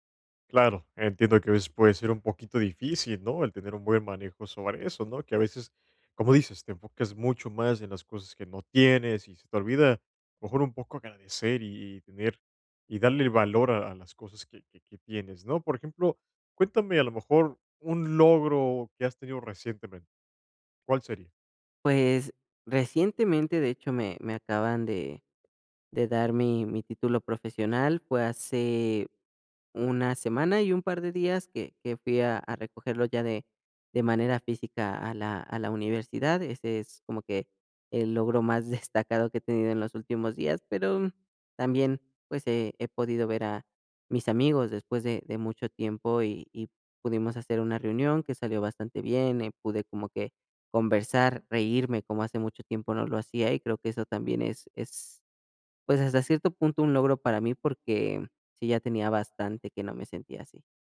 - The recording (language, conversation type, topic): Spanish, advice, ¿Cómo puedo practicar la gratitud a diario y mantenerme presente?
- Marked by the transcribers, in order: none